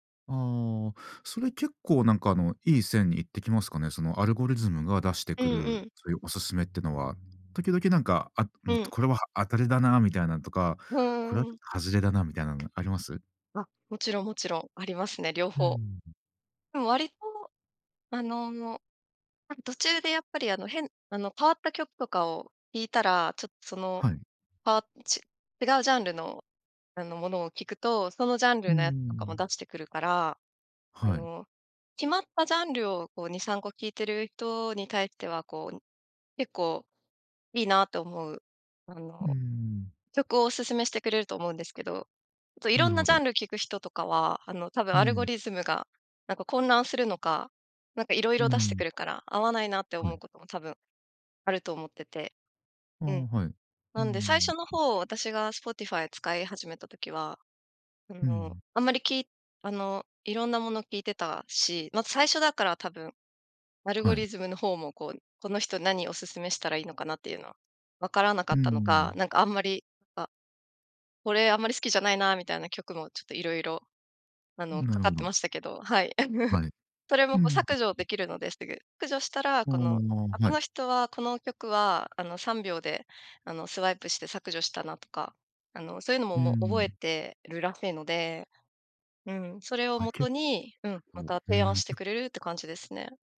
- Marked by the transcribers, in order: tapping; laugh
- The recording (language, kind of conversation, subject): Japanese, podcast, 普段、新曲はどこで見つけますか？